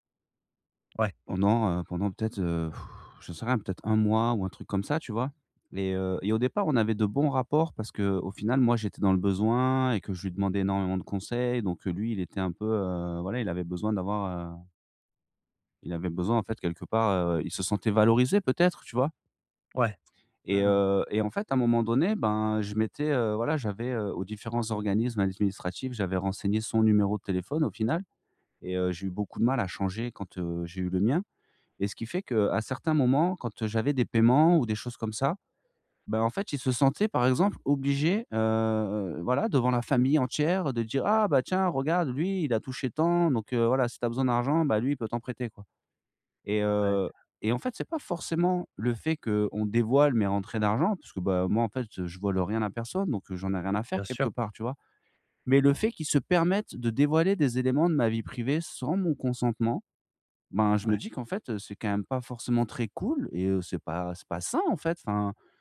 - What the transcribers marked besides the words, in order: blowing
- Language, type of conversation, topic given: French, advice, Comment puis-je établir des limites saines au sein de ma famille ?
- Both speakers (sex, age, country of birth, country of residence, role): male, 25-29, France, France, advisor; male, 40-44, France, France, user